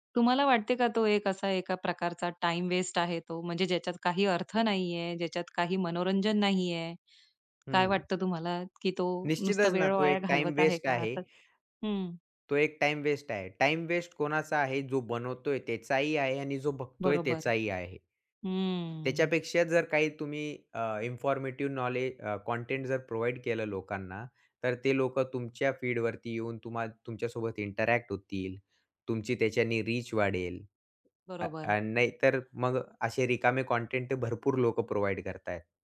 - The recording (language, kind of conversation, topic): Marathi, podcast, सोशल मीडियावर सध्या काय ट्रेंड होत आहे आणि तू त्याकडे लक्ष का देतोस?
- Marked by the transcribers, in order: in English: "इन्फॉर्मेटिव्ह"; in English: "प्रोव्हाईड"; in English: "फीडवरती"; in English: "इंटरॅक्ट"; in English: "रीच"; in English: "प्रोव्हाईड"